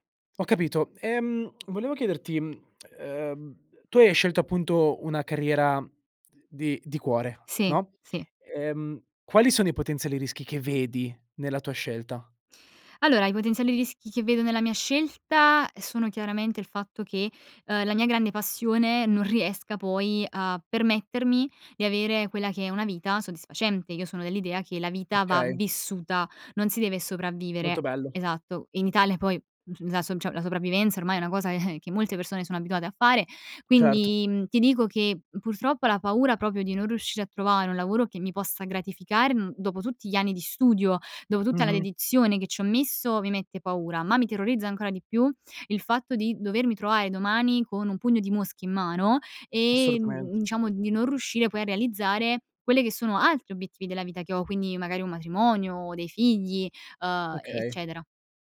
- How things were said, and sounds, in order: tongue click; tsk; "cioè" said as "ceh"; chuckle; "proprio" said as "propio"; "diciamo" said as "ciamo"
- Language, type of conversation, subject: Italian, podcast, Quando è giusto seguire il cuore e quando la testa?